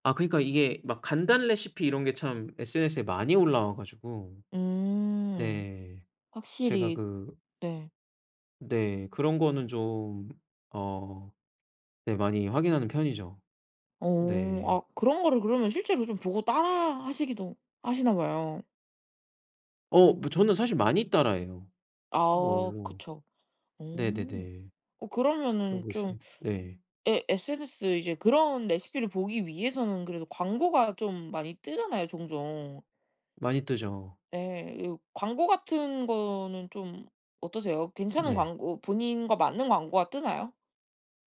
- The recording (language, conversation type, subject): Korean, podcast, 소셜미디어를 주로 어떻게 사용하시나요?
- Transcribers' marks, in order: none